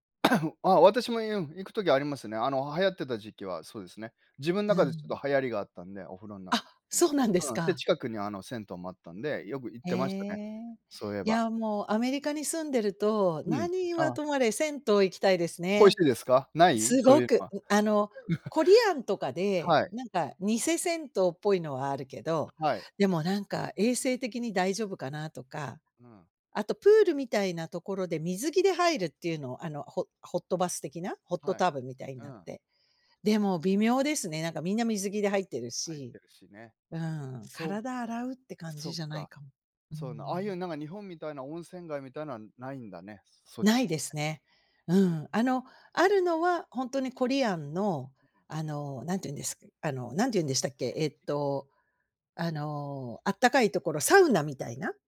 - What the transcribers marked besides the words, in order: cough; chuckle
- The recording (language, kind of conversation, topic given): Japanese, unstructured, 疲れたときに元気を出すにはどうしたらいいですか？